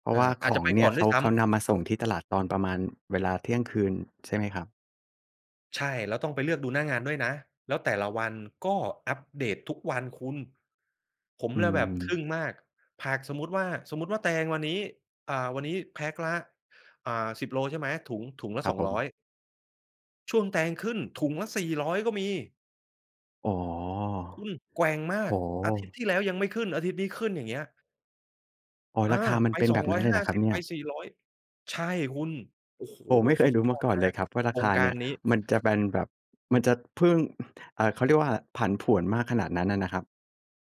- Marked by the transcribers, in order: tapping; other background noise; other noise
- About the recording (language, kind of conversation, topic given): Thai, podcast, มีเทคนิคอะไรบ้างในการซื้อของสดให้คุ้มที่สุด?